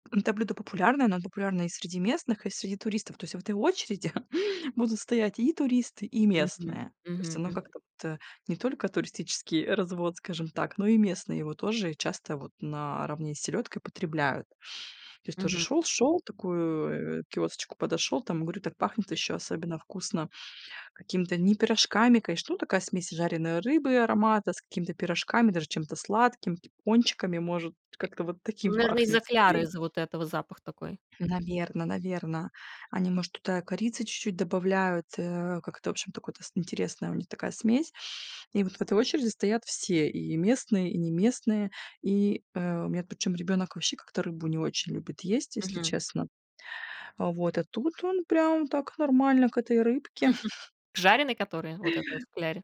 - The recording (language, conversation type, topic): Russian, podcast, Где в поездках ты находил лучшие блюда уличной кухни?
- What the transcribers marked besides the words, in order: tapping; chuckle; unintelligible speech; chuckle